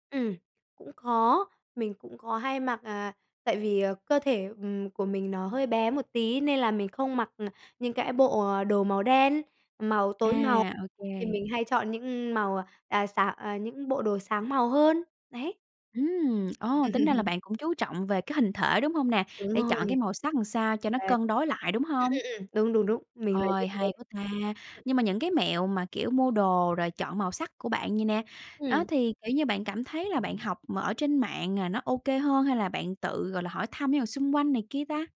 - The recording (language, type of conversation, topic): Vietnamese, podcast, Phong cách cá nhân của bạn đã thay đổi như thế nào theo thời gian?
- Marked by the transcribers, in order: tapping; laugh; other noise; other background noise